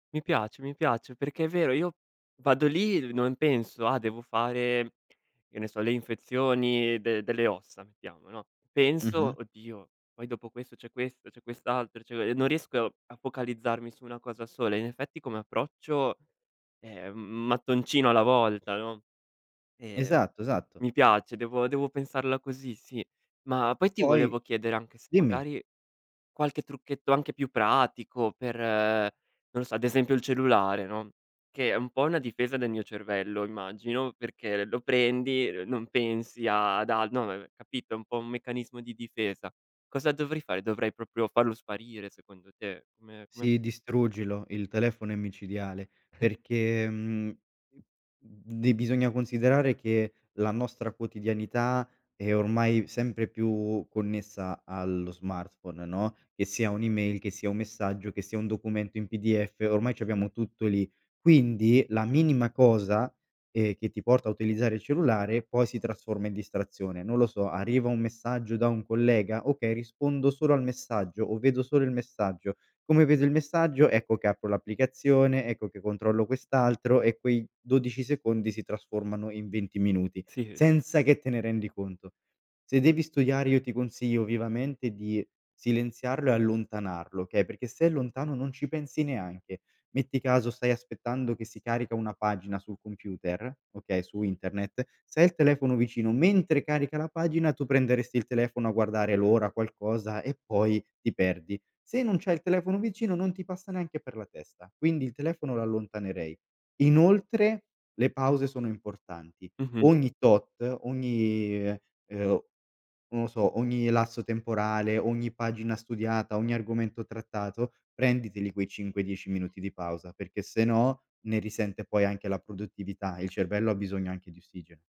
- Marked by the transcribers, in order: unintelligible speech; chuckle
- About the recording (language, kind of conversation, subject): Italian, advice, Perché mi sento in colpa o in ansia quando non sono abbastanza produttivo?